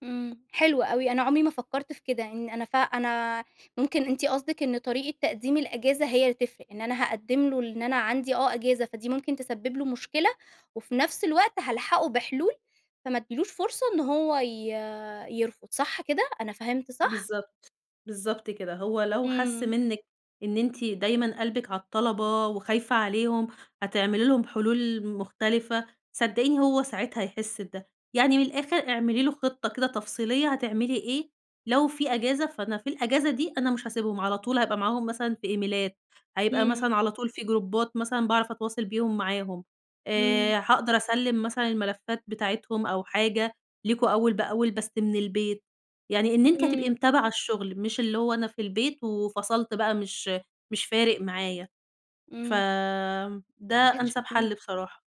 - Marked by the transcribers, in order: in English: "إيميلات"; in English: "جروبات"
- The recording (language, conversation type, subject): Arabic, advice, إزاي أطلب راحة للتعافي من غير ما مديري يفتكر إن ده ضعف؟
- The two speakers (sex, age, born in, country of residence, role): female, 20-24, Egypt, Egypt, advisor; female, 30-34, Egypt, Egypt, user